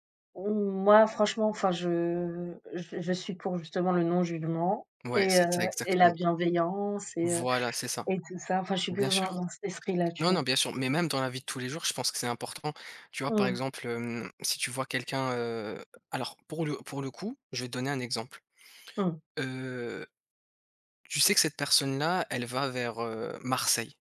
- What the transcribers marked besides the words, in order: other background noise
- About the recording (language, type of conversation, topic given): French, unstructured, Accepteriez-vous de vivre sans liberté d’expression pour garantir la sécurité ?
- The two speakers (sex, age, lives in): female, 35-39, France; male, 30-34, France